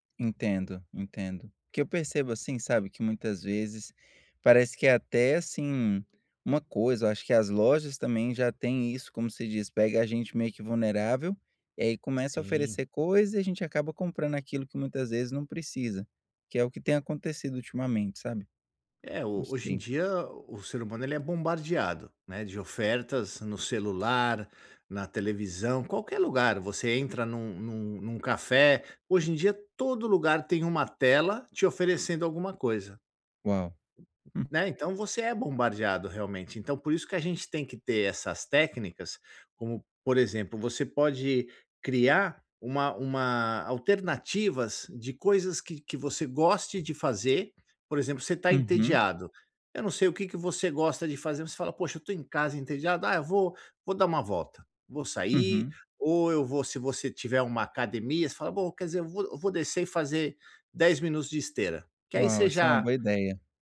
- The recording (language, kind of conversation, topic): Portuguese, advice, Como posso parar de gastar dinheiro quando estou entediado ou procurando conforto?
- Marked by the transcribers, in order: other background noise; tapping